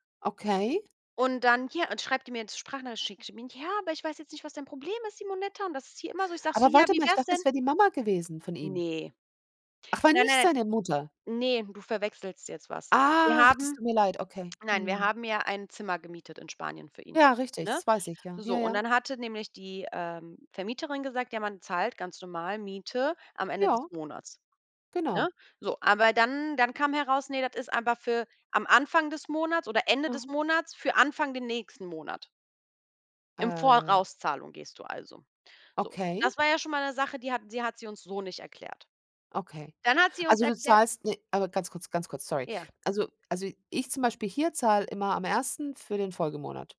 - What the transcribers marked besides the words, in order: put-on voice: "Ja, aber ich weiß jetzt … hier immer so"; surprised: "Ach, war nicht seine Mutter?"; drawn out: "Ach"; drawn out: "Äh"
- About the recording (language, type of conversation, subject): German, unstructured, Was tust du, wenn dich jemand absichtlich provoziert?